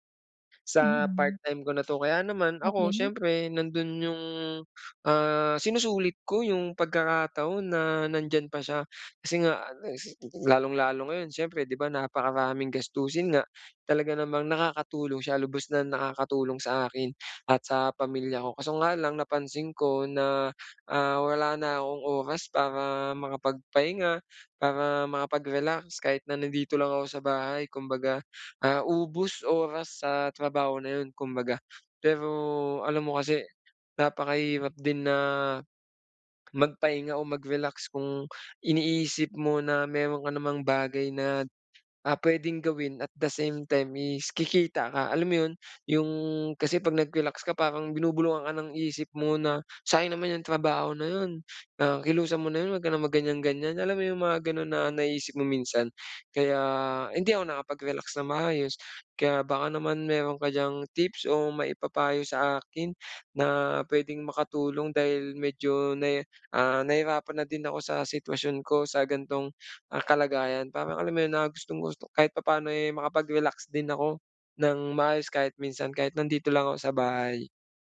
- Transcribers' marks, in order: other background noise
- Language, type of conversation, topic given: Filipino, advice, Paano ako makakapagpahinga sa bahay kung palagi akong abala?